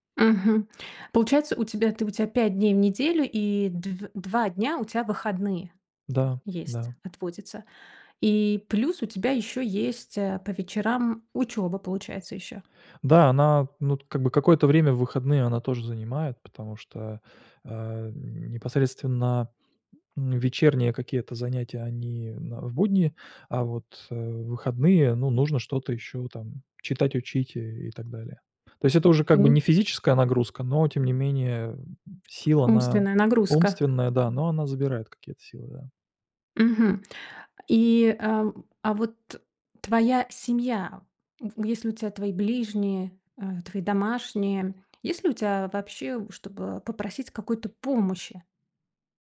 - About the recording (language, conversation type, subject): Russian, advice, Как справиться со страхом повторного выгорания при увеличении нагрузки?
- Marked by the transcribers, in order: other background noise